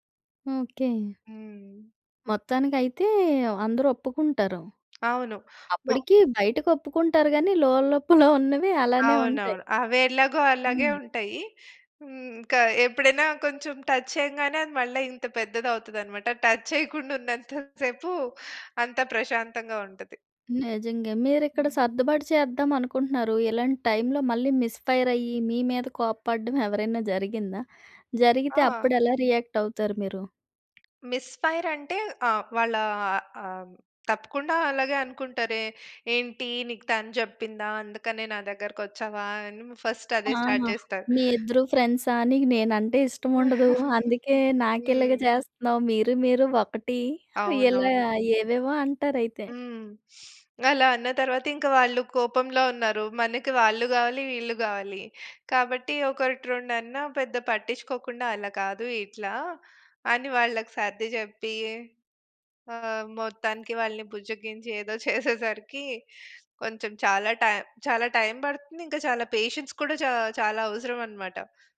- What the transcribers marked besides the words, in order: tapping; chuckle; in English: "టచ్"; in English: "టచ్"; chuckle; in English: "మిస్ ఫైర్"; chuckle; in English: "రియాక్ట్"; in English: "మిస్ ఫైర్"; in English: "ఫస్ట్"; in English: "స్టార్ట్"; chuckle; sniff; chuckle; in English: "పేషెన్స్"
- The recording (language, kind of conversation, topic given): Telugu, podcast, స్నేహితుల గ్రూప్ చాట్‌లో మాటలు గొడవగా మారితే మీరు ఎలా స్పందిస్తారు?